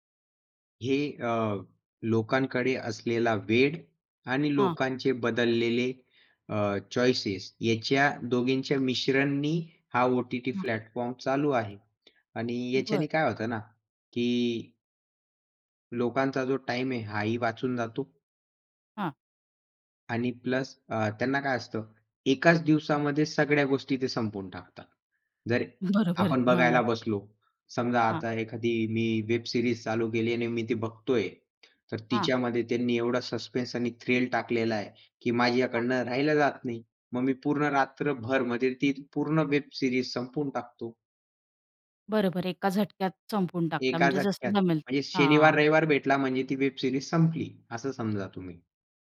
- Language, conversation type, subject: Marathi, podcast, स्ट्रीमिंगमुळे सिनेसृष्टीत झालेले बदल तुमच्या अनुभवातून काय सांगतात?
- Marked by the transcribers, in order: in English: "चॉईसेस"; in English: "प्लॅटफॉर्म"; tapping; laughing while speaking: "बरोबर"; in English: "वेब सिरीज"; in English: "सस्पेन्स"; in English: "वेब सिरीज"; in English: "वेब सिरीज"